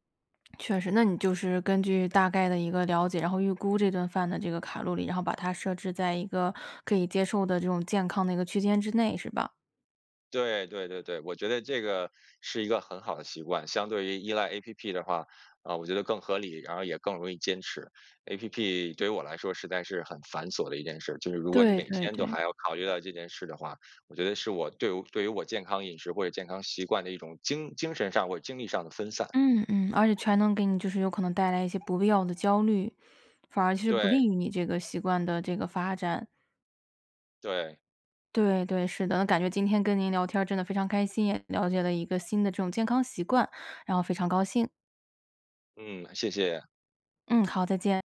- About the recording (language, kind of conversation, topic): Chinese, podcast, 平常怎么开始一段新的健康习惯？
- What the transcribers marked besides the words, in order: none